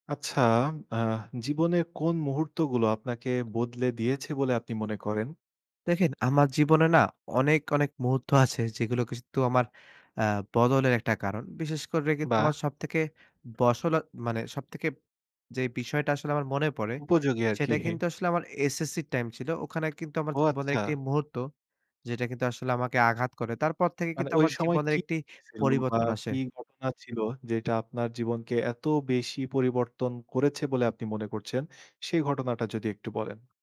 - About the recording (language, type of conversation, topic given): Bengali, podcast, জীবনের কোন কোন মুহূর্ত আপনাকে বদলে দিয়েছে?
- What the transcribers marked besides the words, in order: other background noise; chuckle